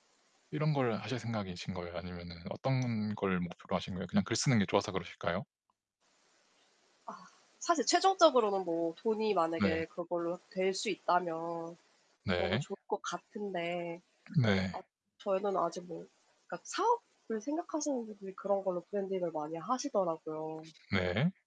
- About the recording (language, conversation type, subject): Korean, unstructured, 꿈꾸는 미래의 하루는 어떤 모습인가요?
- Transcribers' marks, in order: other background noise; static; distorted speech